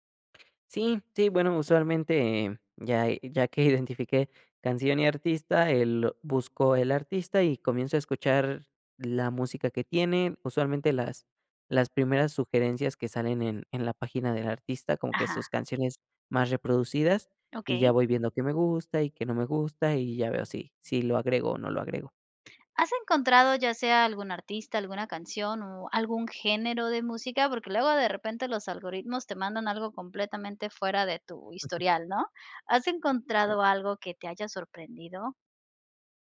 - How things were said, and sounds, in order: tapping; other background noise
- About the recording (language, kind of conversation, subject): Spanish, podcast, ¿Cómo descubres nueva música hoy en día?